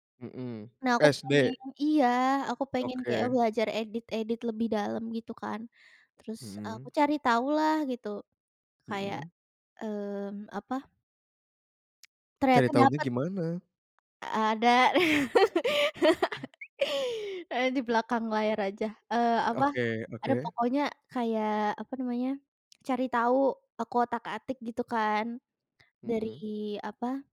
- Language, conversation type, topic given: Indonesian, podcast, Kapan kamu pernah merasa berada di titik terendah, dan apa yang membuatmu bangkit?
- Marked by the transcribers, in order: other background noise; laugh; tapping